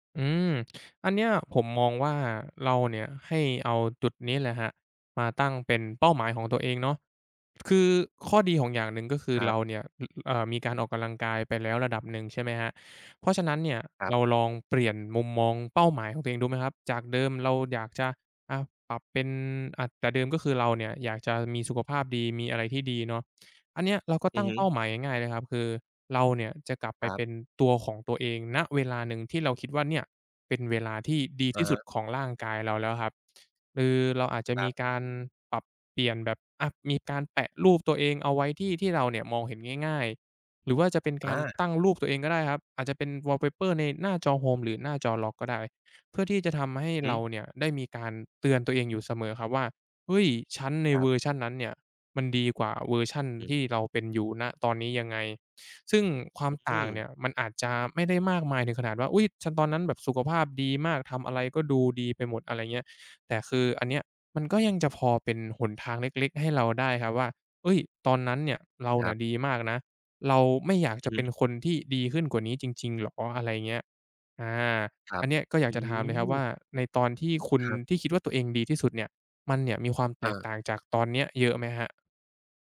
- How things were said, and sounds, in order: lip smack; other background noise; tapping; drawn out: "อืม"
- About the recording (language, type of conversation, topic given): Thai, advice, ทำอย่างไรดีเมื่อฉันไม่มีแรงจูงใจที่จะออกกำลังกายอย่างต่อเนื่อง?